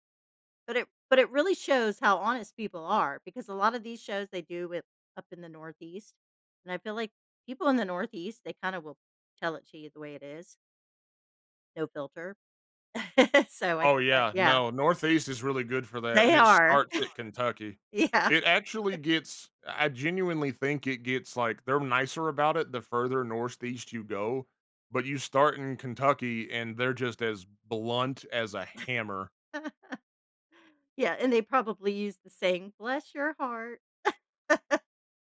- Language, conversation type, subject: English, unstructured, What does honesty mean to you in everyday life?
- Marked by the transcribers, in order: chuckle; chuckle; laughing while speaking: "Yeah"; background speech; chuckle; "Northeast" said as "norseast"; chuckle; chuckle